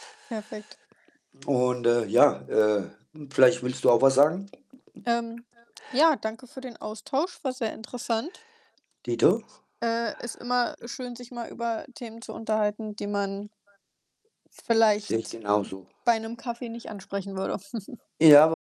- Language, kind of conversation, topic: German, unstructured, Wie kann uns die Geschichte helfen, Fehler zu vermeiden?
- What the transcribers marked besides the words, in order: distorted speech; static; other background noise; background speech; chuckle